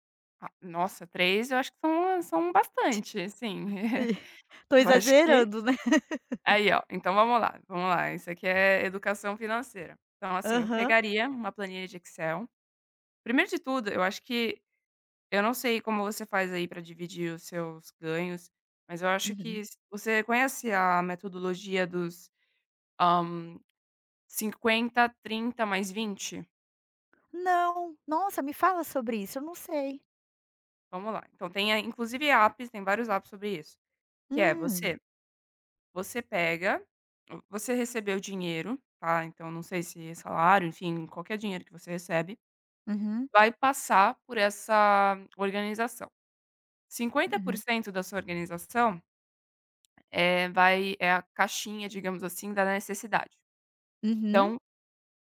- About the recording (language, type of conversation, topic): Portuguese, advice, Como identificar assinaturas acumuladas que passam despercebidas no seu orçamento?
- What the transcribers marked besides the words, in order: chuckle; laugh; tapping